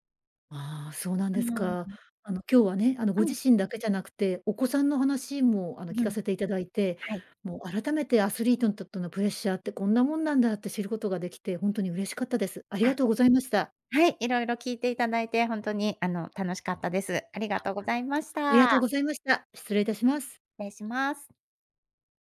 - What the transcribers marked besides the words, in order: other background noise; tapping
- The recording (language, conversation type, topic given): Japanese, podcast, プレッシャーが強い時の対処法は何ですか？